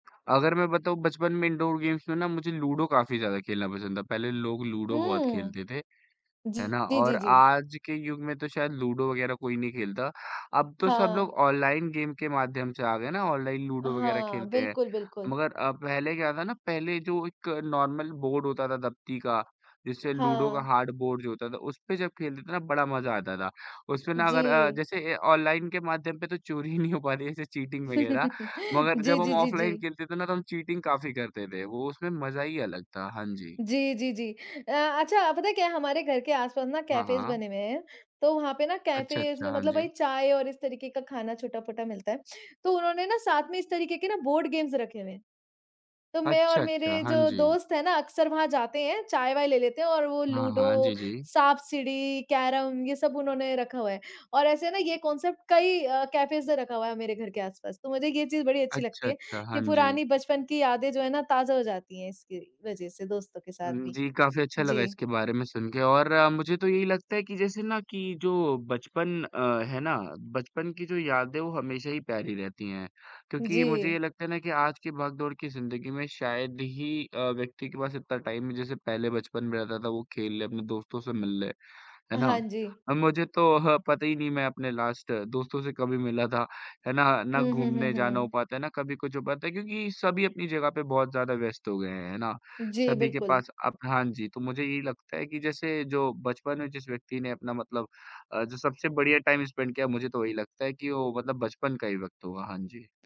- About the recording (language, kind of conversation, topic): Hindi, unstructured, आपकी सबसे प्यारी बचपन की याद कौन-सी है?
- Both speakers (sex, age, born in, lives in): female, 25-29, India, India; male, 18-19, India, India
- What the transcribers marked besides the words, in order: other background noise; in English: "इंडोर गेम्स"; in English: "गेम"; in English: "नॉर्मल"; in English: "हार्ड"; laughing while speaking: "ही नहीं हो"; in English: "चीटिंग"; chuckle; in English: "चीटिंग"; in English: "कैफेस"; in English: "कैफेस"; in English: "गेम्स"; in English: "कांसेप्ट"; in English: "कैफेस"; in English: "टाइम"; tapping; in English: "लास्ट"; in English: "टाइम स्पेंड"